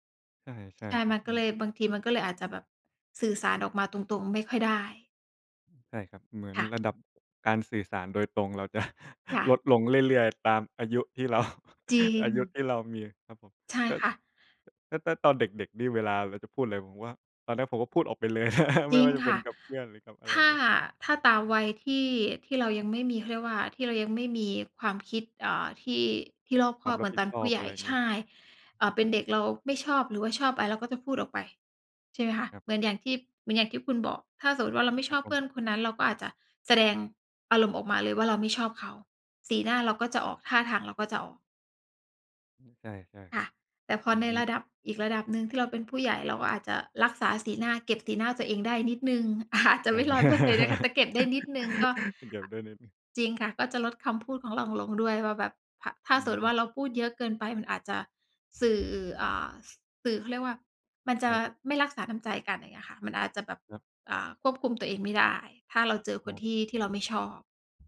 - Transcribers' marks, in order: tapping; laughing while speaking: "จะ"; laughing while speaking: "เรา"; "ถ้า- ถ้า" said as "ต้า ต้า"; chuckle; laughing while speaking: "อาจจะไม่ ร้อยเปอร์เซ็นต์"; chuckle
- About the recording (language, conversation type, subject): Thai, unstructured, เมื่อไหร่ที่คุณคิดว่าความซื่อสัตย์เป็นเรื่องยากที่สุด?